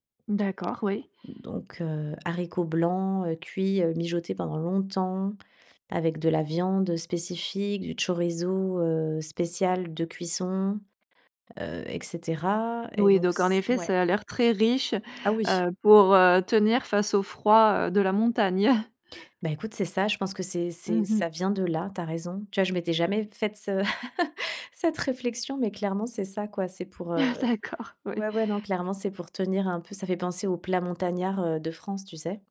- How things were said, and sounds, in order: stressed: "longtemps"; chuckle; laugh; laughing while speaking: "Ah, d'accord, oui"
- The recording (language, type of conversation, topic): French, podcast, Quelles recettes se transmettent chez toi de génération en génération ?